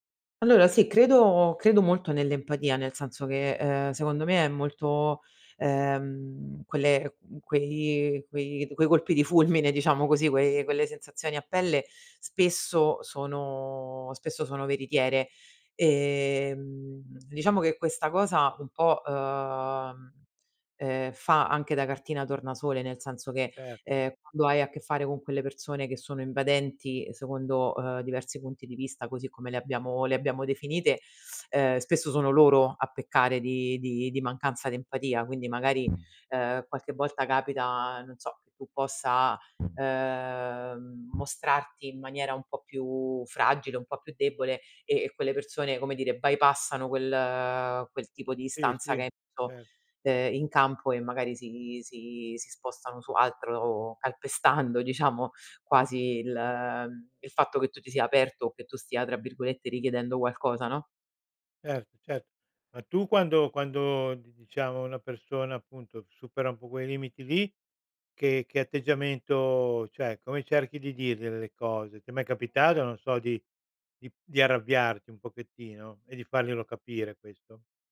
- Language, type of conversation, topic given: Italian, podcast, Come gestisci chi non rispetta i tuoi limiti?
- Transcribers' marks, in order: other background noise